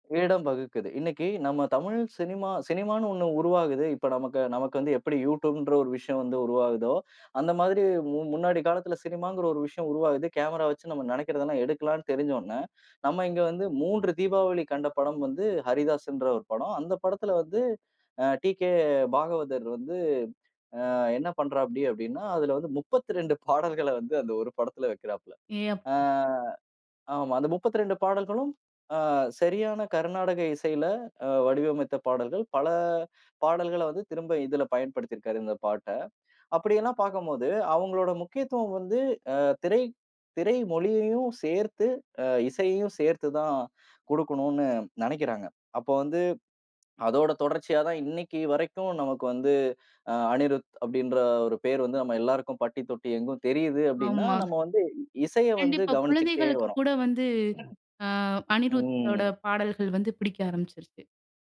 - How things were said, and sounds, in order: other noise; throat clearing
- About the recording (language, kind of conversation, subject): Tamil, podcast, படங்கள், பாடல்கள், கதையமைப்பு ஆகியவற்றை ஒரே படைப்பாக இயல்பாக கலக்க நீங்கள் முயற்சி செய்வீர்களா?